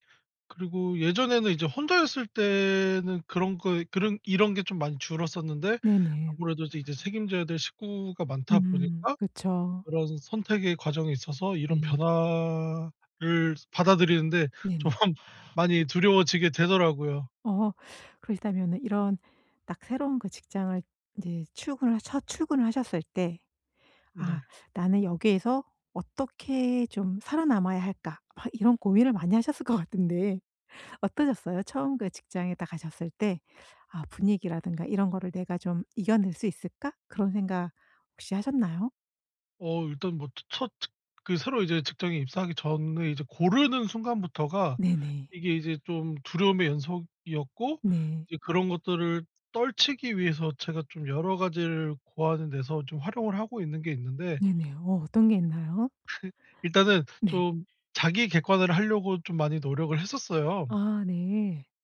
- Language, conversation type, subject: Korean, podcast, 변화가 두려울 때 어떻게 결심하나요?
- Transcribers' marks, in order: laughing while speaking: "좀"; laughing while speaking: "것 같은데"; other background noise; laugh